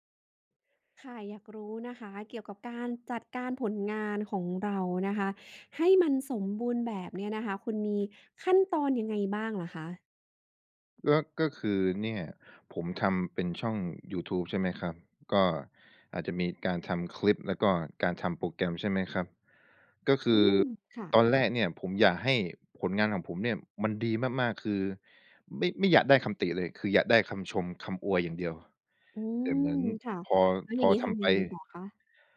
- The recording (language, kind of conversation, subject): Thai, podcast, คุณรับมือกับความอยากให้ผลงานสมบูรณ์แบบอย่างไร?
- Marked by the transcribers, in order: none